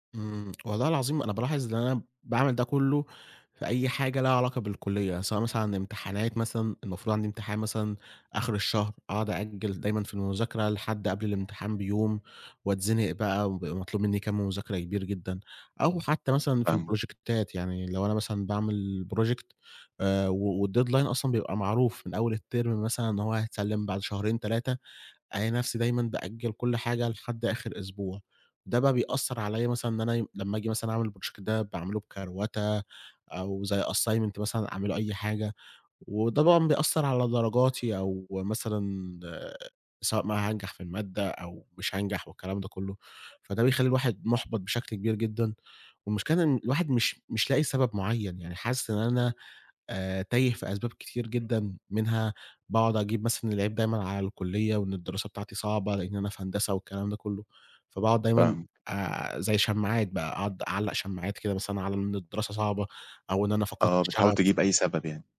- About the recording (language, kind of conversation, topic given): Arabic, advice, إزاي أبطل التسويف وأنا بشتغل على أهدافي المهمة؟
- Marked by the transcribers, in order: in English: "البروجكتات"; in English: "project"; in English: "والdeadline"; in English: "الترم"; in English: "الproject"; in English: "assignment"